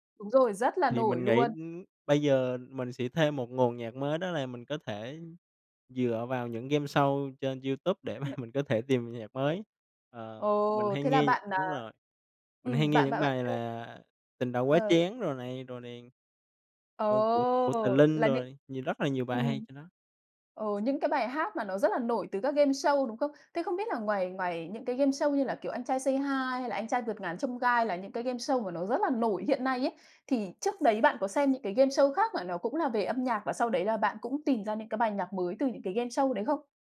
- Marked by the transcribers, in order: tapping; unintelligible speech; laughing while speaking: "mà"; unintelligible speech; other background noise
- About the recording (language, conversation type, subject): Vietnamese, podcast, Bạn thường tìm nhạc mới ở đâu?